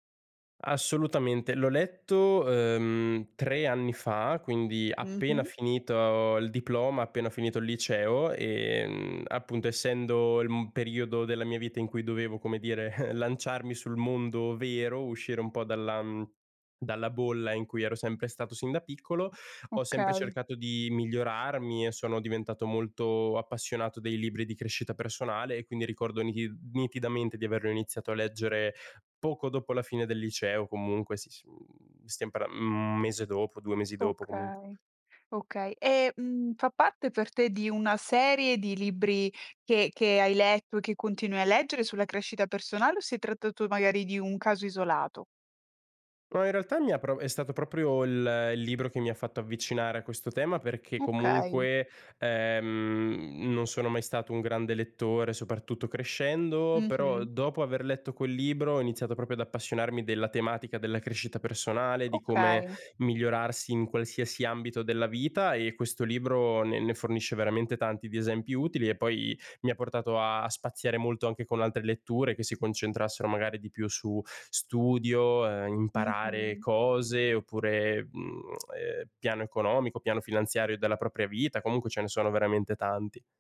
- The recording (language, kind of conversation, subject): Italian, podcast, Qual è un libro che ti ha aperto gli occhi?
- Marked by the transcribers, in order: chuckle